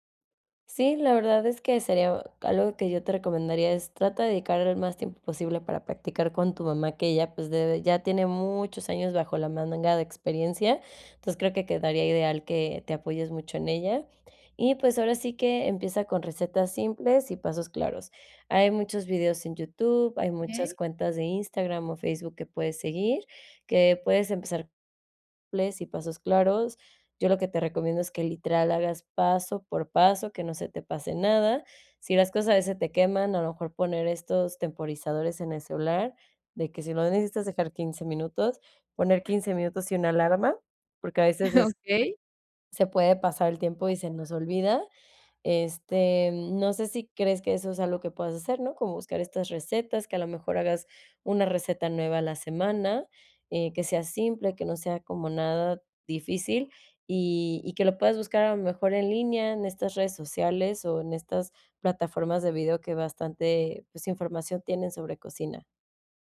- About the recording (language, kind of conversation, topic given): Spanish, advice, ¿Cómo puedo tener menos miedo a equivocarme al cocinar?
- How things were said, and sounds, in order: chuckle